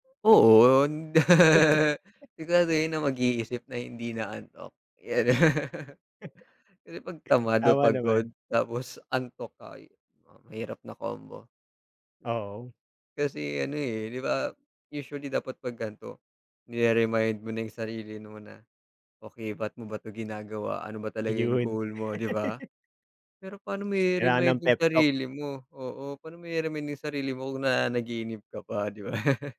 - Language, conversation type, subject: Filipino, unstructured, Ano ang madalas mong gawin tuwing umaga para maging mas produktibo?
- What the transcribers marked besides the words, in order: laugh; unintelligible speech; chuckle; other background noise; laugh; in English: "pep talk"; chuckle